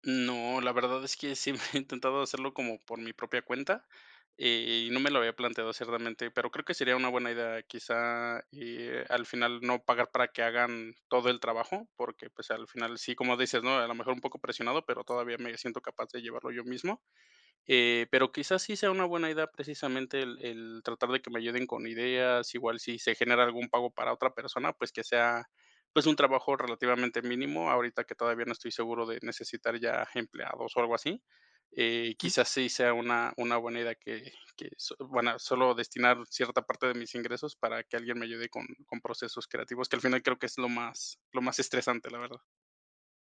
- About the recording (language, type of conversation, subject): Spanish, advice, ¿Cómo puedo manejar la soledad, el estrés y el riesgo de agotamiento como fundador?
- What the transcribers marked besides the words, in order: laughing while speaking: "mm, he"